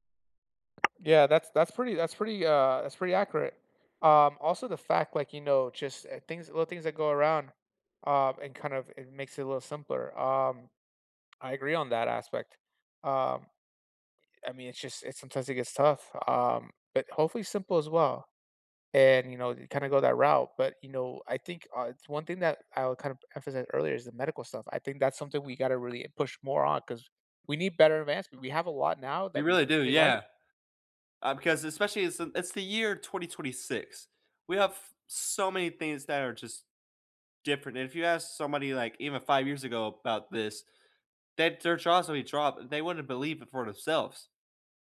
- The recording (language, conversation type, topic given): English, unstructured, What scientific breakthrough surprised the world?
- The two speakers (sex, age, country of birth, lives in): male, 20-24, United States, United States; male, 35-39, United States, United States
- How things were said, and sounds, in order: tapping